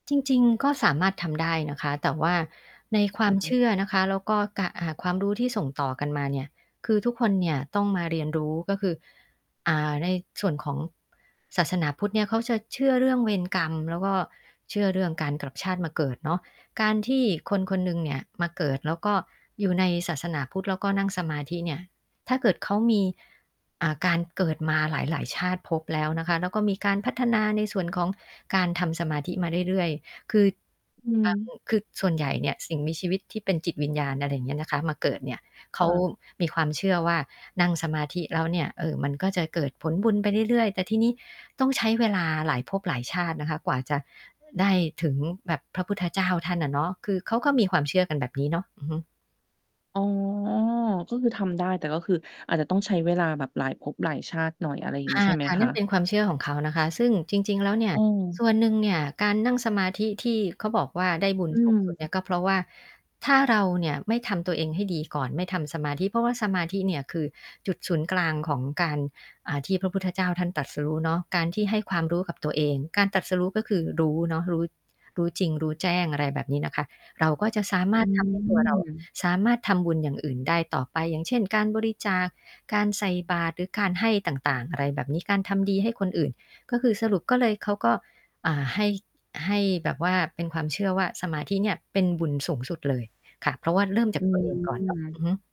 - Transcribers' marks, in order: static; distorted speech; mechanical hum; tapping; other background noise
- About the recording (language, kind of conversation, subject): Thai, podcast, คุณเริ่มฝึกสติหรือสมาธิได้อย่างไร ช่วยเล่าให้ฟังหน่อยได้ไหม?
- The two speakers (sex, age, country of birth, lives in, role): female, 30-34, Thailand, Thailand, host; female, 50-54, Thailand, Thailand, guest